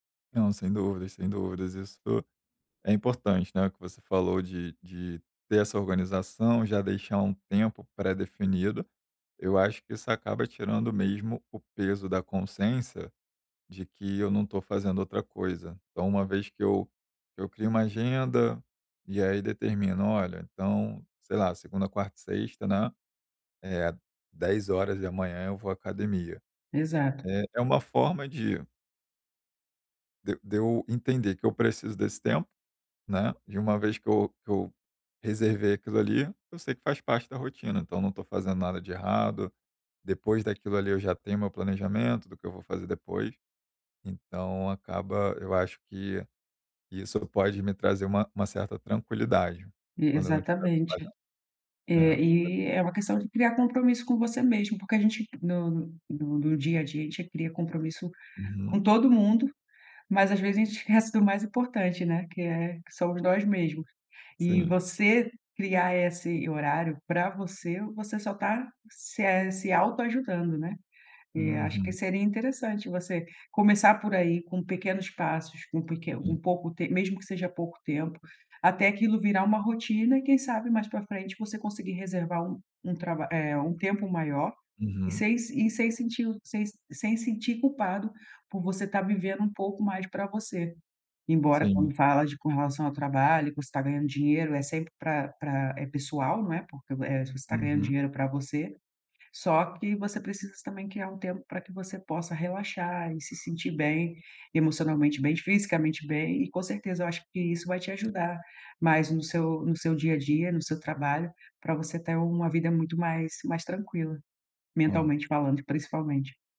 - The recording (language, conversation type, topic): Portuguese, advice, Como posso criar uma rotina de lazer de que eu goste?
- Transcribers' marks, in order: unintelligible speech; tapping